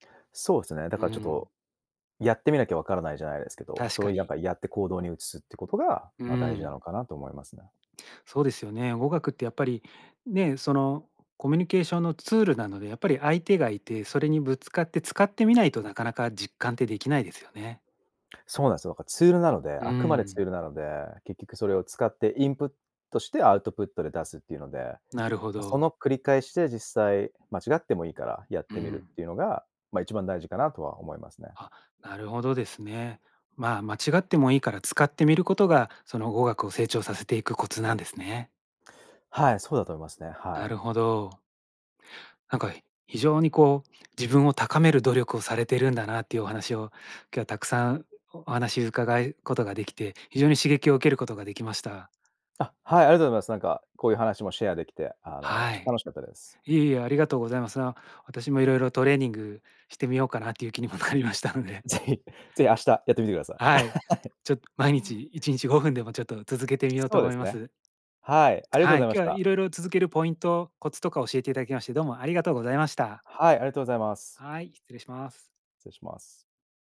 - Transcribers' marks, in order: in English: "インプット"; in English: "アウトプット"; in English: "シェア"; chuckle; laughing while speaking: "気にもなりましたので"; chuckle; laughing while speaking: "是非"; chuckle; laugh; laughing while speaking: "はい"; laugh
- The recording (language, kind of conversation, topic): Japanese, podcast, 自分を成長させる日々の習慣って何ですか？